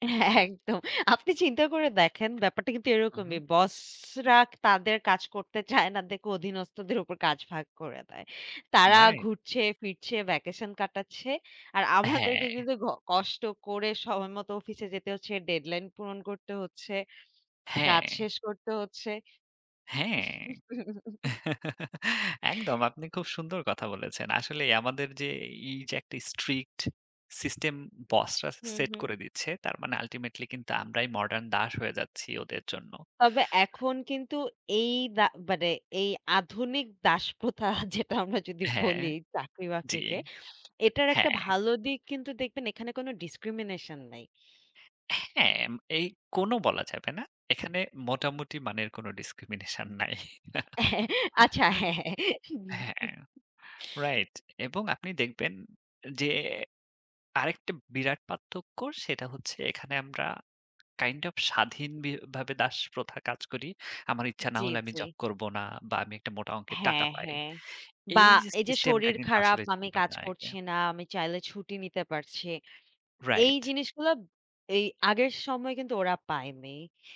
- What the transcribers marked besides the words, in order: laughing while speaking: "এ একদম"; chuckle; laugh; inhale; tapping; laughing while speaking: "দাসপ্রথা যেটা, আমরা যদি"; sniff; laughing while speaking: "হ্যাঁ, আচ্ছা। হ্যাঁ, হ্যাঁ, হু, হু"; chuckle; in English: "kind of"
- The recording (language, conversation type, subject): Bengali, unstructured, প্রাচীন সমাজে দাসপ্রথা কেন চালু ছিল?